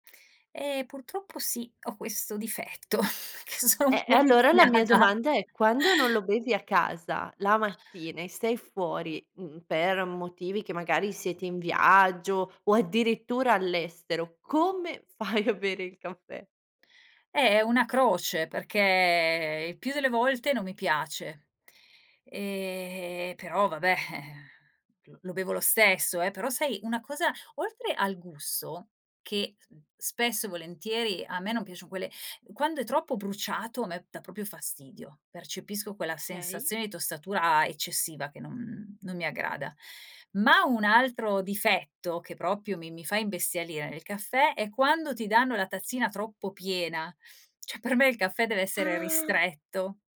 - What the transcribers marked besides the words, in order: other background noise; chuckle; laughing while speaking: "che sono un po' viziata"; laughing while speaking: "fai a bere il caffè?"; drawn out: "perché"; drawn out: "però, vabbè"; other noise; "Okay" said as "kay"; "proprio" said as "propio"; "cioè" said as "ceh"; surprised: "Ah"
- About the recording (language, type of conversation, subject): Italian, podcast, Com’è da voi il rito del caffè al mattino?